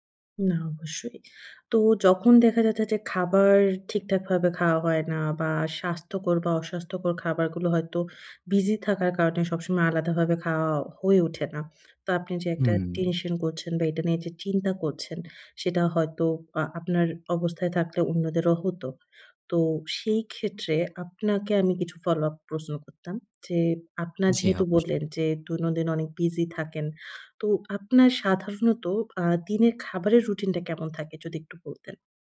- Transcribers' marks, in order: tapping
- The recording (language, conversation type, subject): Bengali, advice, অস্বাস্থ্যকর খাবার ছেড়ে কীভাবে স্বাস্থ্যকর খাওয়ার অভ্যাস গড়ে তুলতে পারি?